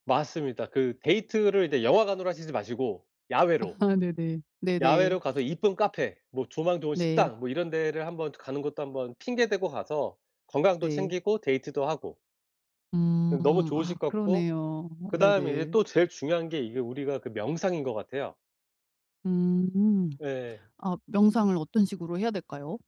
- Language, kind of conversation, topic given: Korean, advice, 새로 이사한 지역의 계절 변화와 일교차에 어떻게 잘 적응할 수 있나요?
- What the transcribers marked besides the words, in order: laugh; other background noise